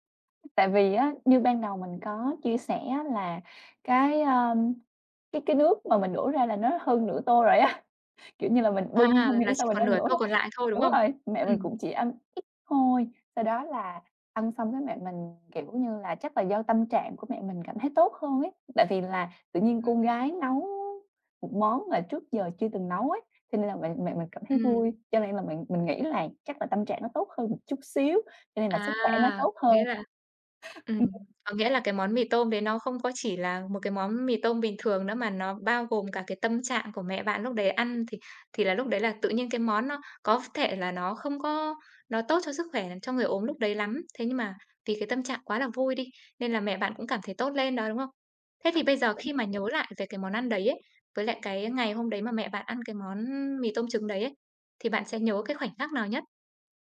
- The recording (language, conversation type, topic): Vietnamese, podcast, Bạn có thể kể về một kỷ niệm ẩm thực khiến bạn nhớ mãi không?
- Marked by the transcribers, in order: other background noise; laughing while speaking: "á"; tapping; unintelligible speech